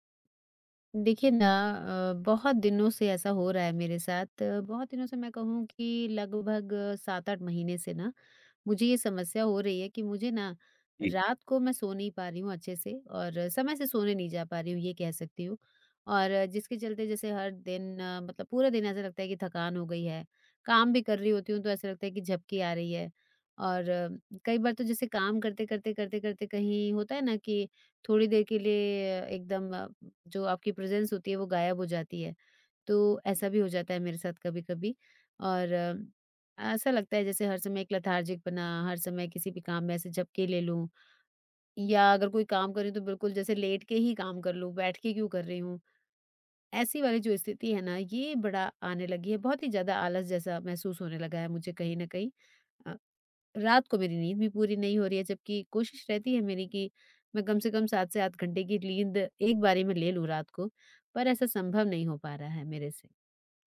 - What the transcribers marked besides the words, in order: tapping; other background noise; in English: "प्रेज़ेन्स"; in English: "लेथार्जिक"
- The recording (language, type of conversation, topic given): Hindi, advice, दिन में बहुत ज़्यादा झपकी आने और रात में नींद न आने की समस्या क्यों होती है?
- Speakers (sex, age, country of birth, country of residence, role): female, 40-44, India, India, user; male, 20-24, India, India, advisor